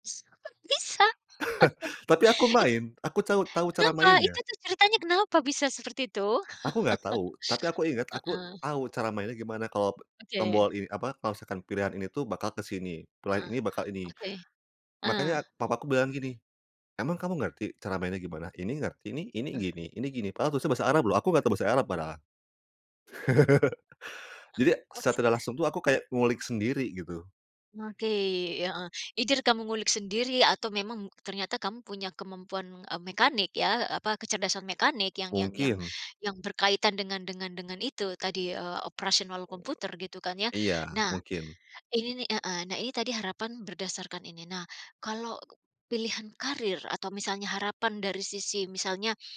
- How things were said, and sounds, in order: chuckle; chuckle; chuckle; unintelligible speech; in English: "Either"
- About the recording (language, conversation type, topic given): Indonesian, podcast, Bagaimana biasanya harapan keluarga terhadap pilihan karier anak?